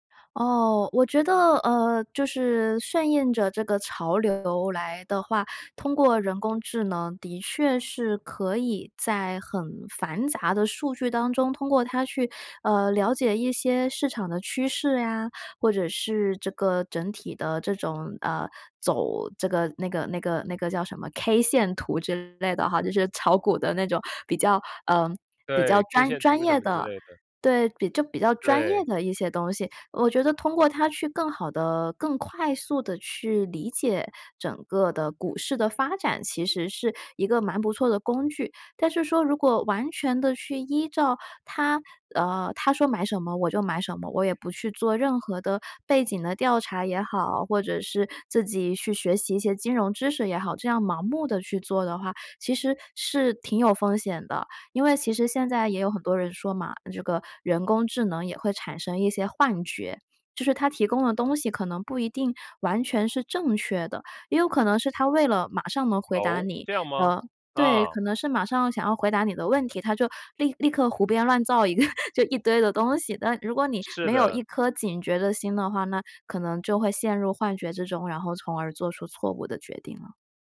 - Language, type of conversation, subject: Chinese, podcast, 你怎么看人工智能帮我们做决定这件事？
- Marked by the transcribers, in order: other background noise; joyful: "就是炒股的那种比较 呃，比较专 专业的"; laughing while speaking: "一个"